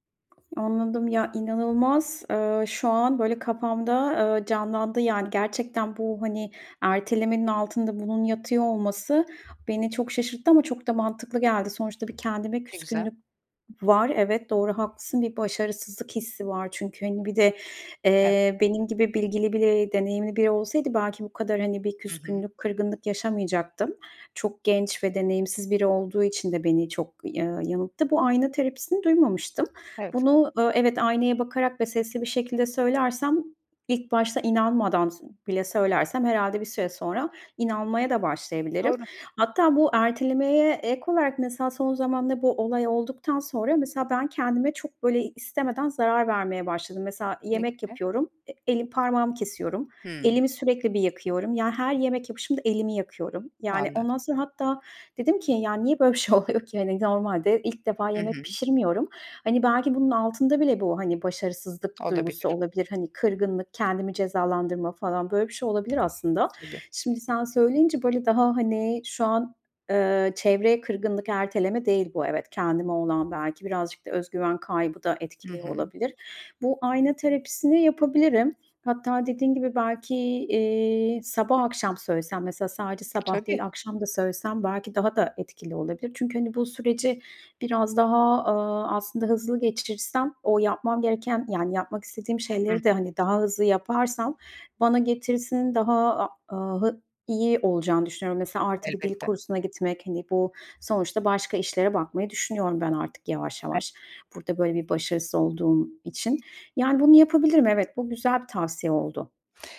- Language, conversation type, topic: Turkish, advice, Sürekli erteleme alışkanlığını nasıl kırabilirim?
- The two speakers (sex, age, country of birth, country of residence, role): female, 40-44, Turkey, Malta, user; female, 40-44, Turkey, Portugal, advisor
- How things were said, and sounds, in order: tapping; other background noise; other noise; laughing while speaking: "bir şey oluyor ki?"